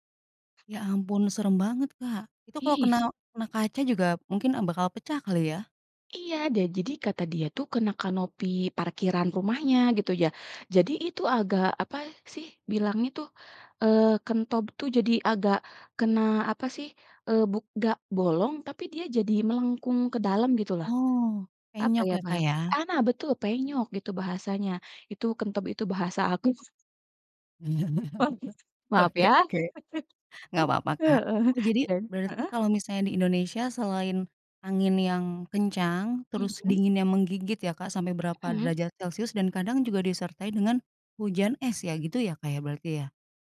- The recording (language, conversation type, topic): Indonesian, podcast, Menurutmu, apa tanda-tanda awal musim hujan?
- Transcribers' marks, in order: other background noise; in Sundanese: "kentob"; in Sundanese: "kentob"; chuckle; laughing while speaking: "Oke"; unintelligible speech; chuckle; tapping